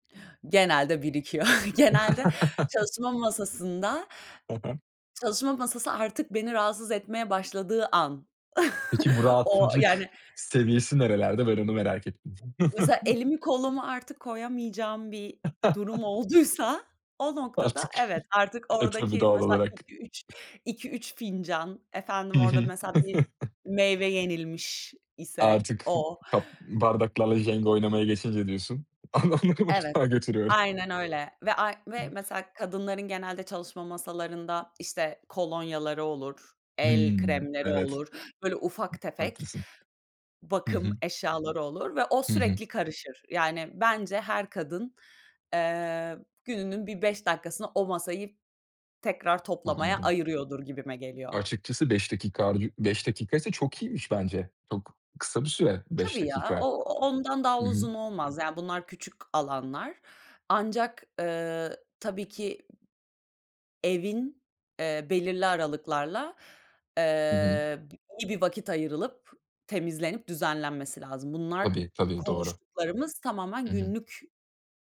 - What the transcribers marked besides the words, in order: chuckle; other background noise; chuckle; tapping; chuckle; chuckle; chuckle; chuckle
- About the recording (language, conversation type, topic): Turkish, podcast, Dağınıklıkla başa çıkmak için hangi yöntemleri kullanıyorsun?